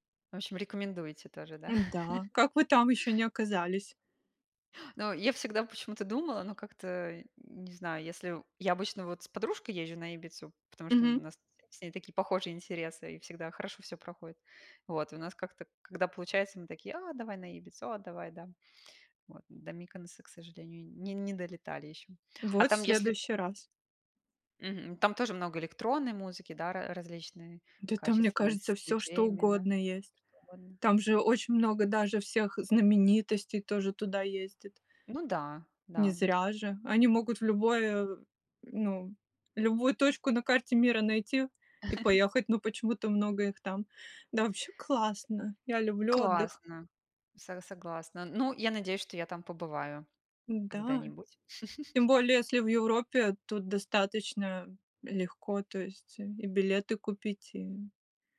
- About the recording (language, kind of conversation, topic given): Russian, unstructured, Какую роль играет музыка в твоей жизни?
- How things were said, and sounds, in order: chuckle; other background noise; unintelligible speech; chuckle; tapping; laugh